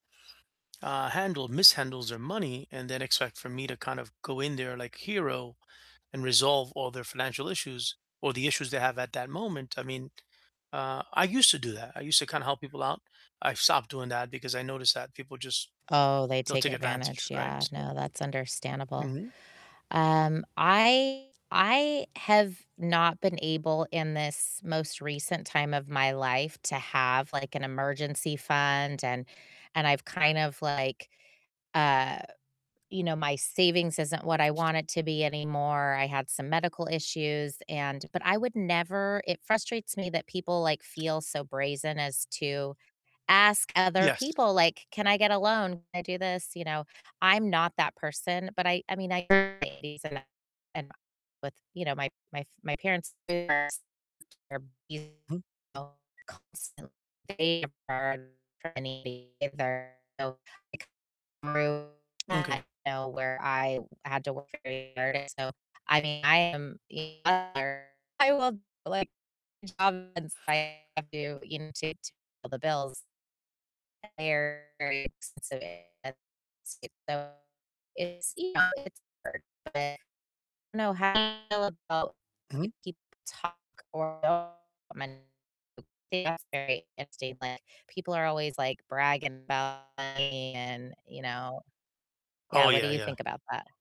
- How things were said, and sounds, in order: other background noise; tapping; static; distorted speech; unintelligible speech; unintelligible speech; unintelligible speech; unintelligible speech; unintelligible speech; unintelligible speech
- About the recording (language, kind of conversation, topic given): English, unstructured, What frustrates you most about how people handle money in everyday life?